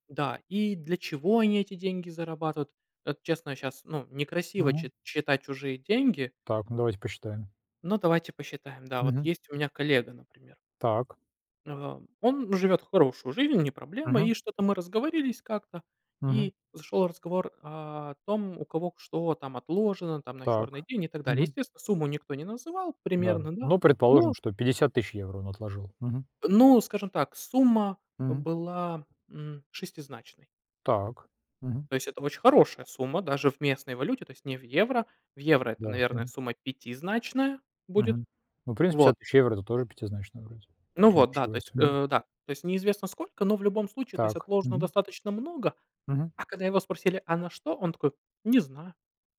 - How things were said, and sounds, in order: tapping
- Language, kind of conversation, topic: Russian, unstructured, Что мешает людям достигать своих целей?